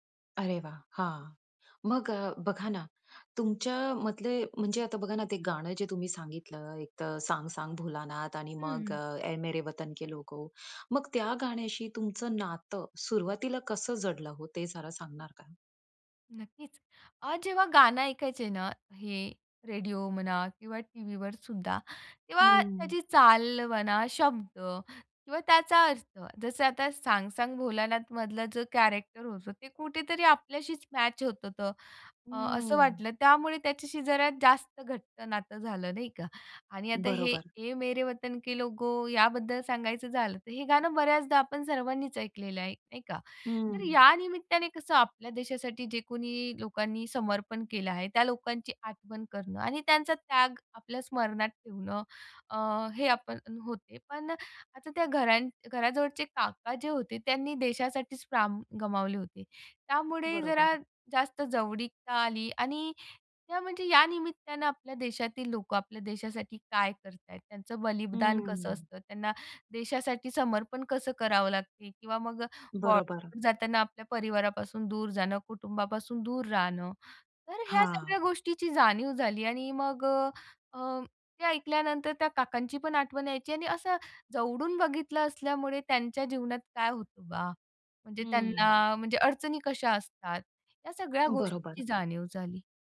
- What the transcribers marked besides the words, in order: in Hindi: "ए मेरे वतन के लोगो"; tapping; in English: "कॅरेक्टर"; in Hindi: "ऐ मेरे वतन के लोगों"; other background noise; "प्राण" said as "प्राम"
- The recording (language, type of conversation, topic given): Marathi, podcast, शाळा किंवा कॉलेजच्या दिवसांची आठवण करून देणारं तुमचं आवडतं गाणं कोणतं आहे?